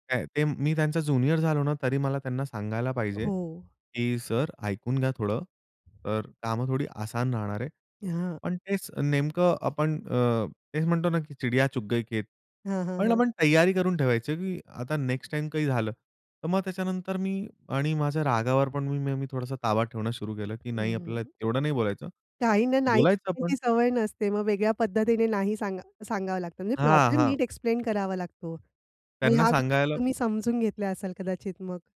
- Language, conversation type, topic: Marathi, podcast, तुम्ही स्वतःशी मित्रासारखे कसे बोलता?
- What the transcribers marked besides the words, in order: other background noise; in Hindi: "चिडिया चुग गई खेत"; other noise